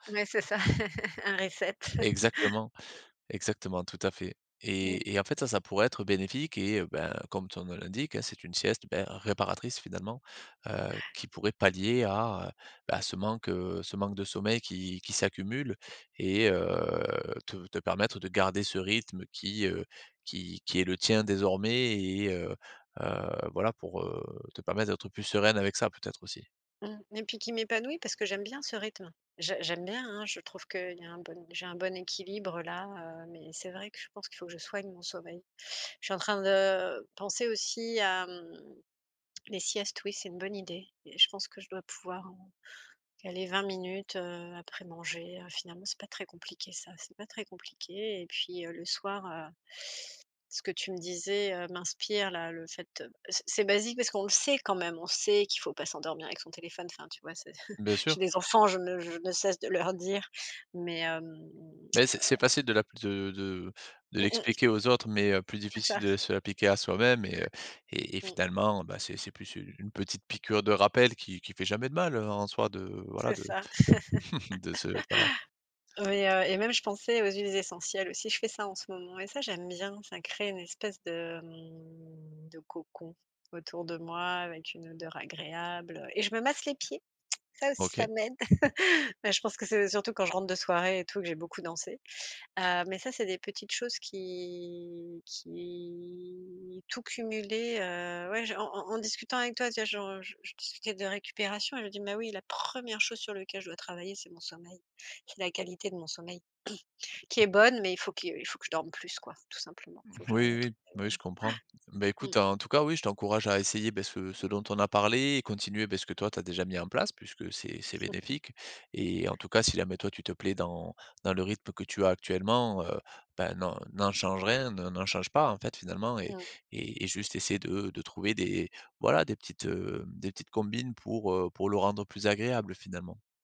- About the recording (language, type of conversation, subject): French, advice, Comment améliorer ma récupération et gérer la fatigue pour dépasser un plateau de performance ?
- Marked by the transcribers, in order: chuckle; tapping; drawn out: "heu"; other background noise; chuckle; laugh; chuckle; laugh; drawn out: "qui qui"; stressed: "première"; throat clearing; chuckle